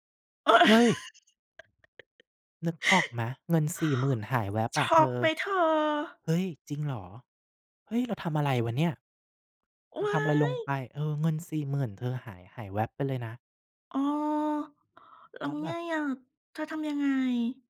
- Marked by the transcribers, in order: chuckle
- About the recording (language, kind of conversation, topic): Thai, unstructured, เคยมีเหตุการณ์ไหนที่เรื่องเงินทำให้คุณรู้สึกเสียใจไหม?